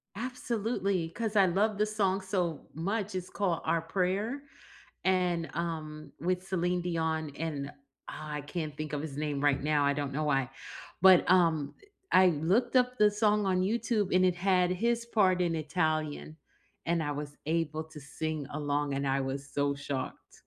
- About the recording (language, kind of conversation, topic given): English, unstructured, What song or podcast is currently on repeat for you?
- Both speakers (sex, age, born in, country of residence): female, 55-59, United States, United States; male, 40-44, United States, United States
- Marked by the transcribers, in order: tapping